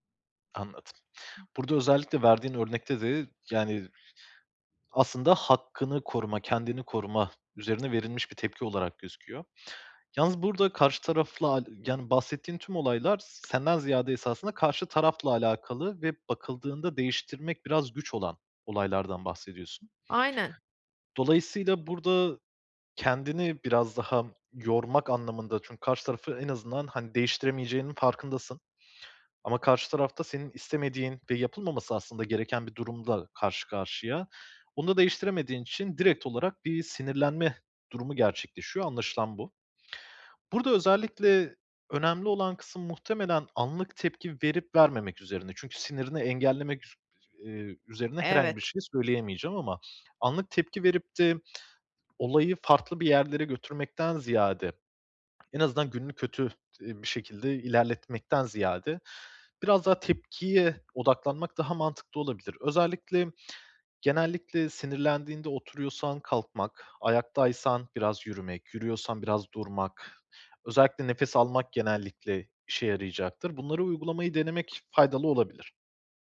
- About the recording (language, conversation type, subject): Turkish, advice, Açlık veya stresliyken anlık dürtülerimle nasıl başa çıkabilirim?
- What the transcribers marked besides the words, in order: other noise; other background noise; tapping